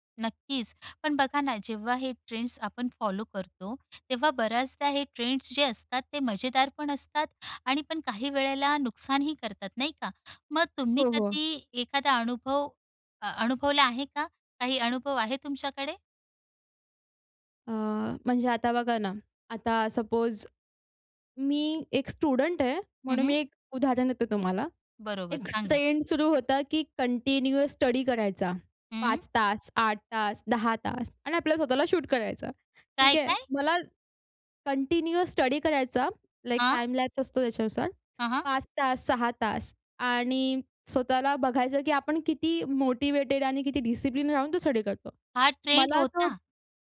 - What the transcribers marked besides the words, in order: in English: "सपोज"; in English: "स्टुडंट"; in English: "कंटिन्युअस"; in English: "शूट"; anticipating: "काय, काय?"; in English: "कंटिन्युअस"; in English: "लाइक टाइम लॅप्स"; in English: "मोटिवेटेड"
- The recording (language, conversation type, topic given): Marathi, podcast, सोशल मीडियावर व्हायरल होणारे ट्रेंड्स तुम्हाला कसे वाटतात?